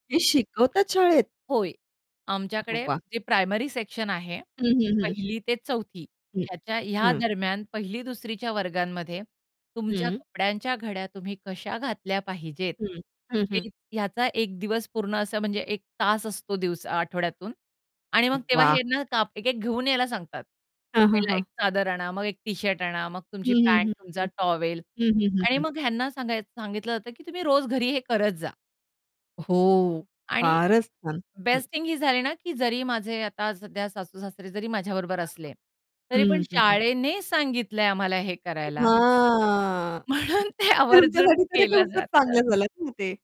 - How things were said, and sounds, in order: chuckle; distorted speech; static; mechanical hum; unintelligible speech; background speech; drawn out: "हां"; other noise; laughing while speaking: "तुमच्यासाठी तर हे खूपच चांगलं झालं ना ते"; laughing while speaking: "म्हणून ते आवर्जून केलं जातं"
- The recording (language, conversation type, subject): Marathi, podcast, तुम्ही घरकामांमध्ये कुटुंबाला कसे सामील करता?